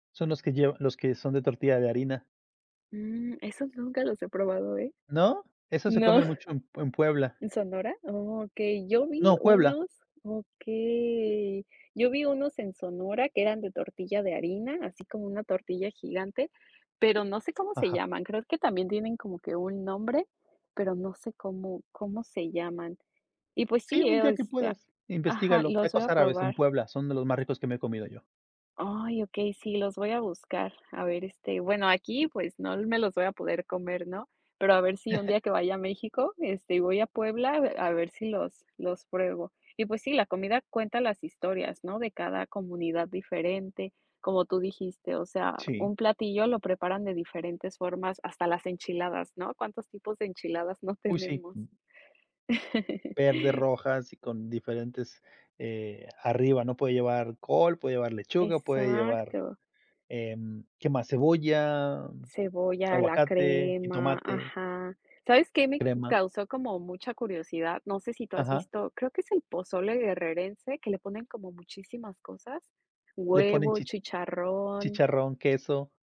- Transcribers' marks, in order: laughing while speaking: "No"; other background noise; giggle; laugh; tapping
- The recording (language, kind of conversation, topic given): Spanish, unstructured, ¿Qué papel juega la comida en la identidad cultural?
- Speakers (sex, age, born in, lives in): female, 30-34, Mexico, United States; male, 40-44, Mexico, United States